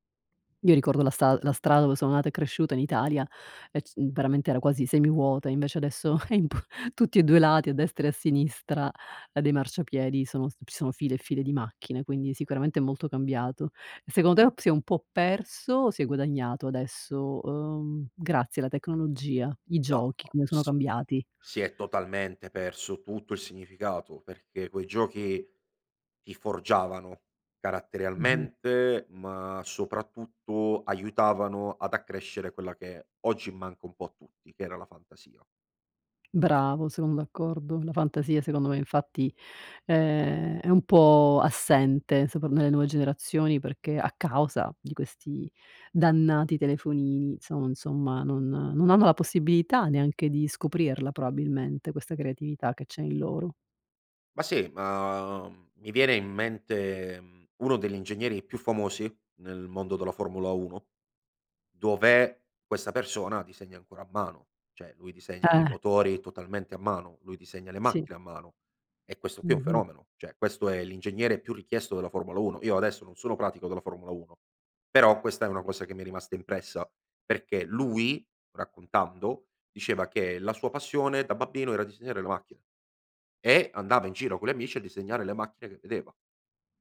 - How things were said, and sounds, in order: laughing while speaking: "è impo"; tapping; "cioè" said as "ceh"; "cioè" said as "ceh"
- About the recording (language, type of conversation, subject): Italian, podcast, Che giochi di strada facevi con i vicini da piccolo?